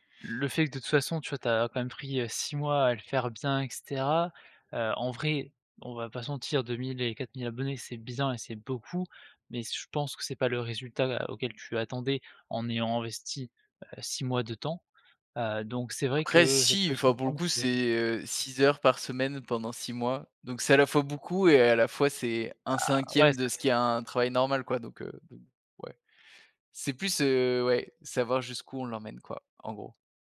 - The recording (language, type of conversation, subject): French, podcast, Comment un créateur construit-il une vraie communauté fidèle ?
- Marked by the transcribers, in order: none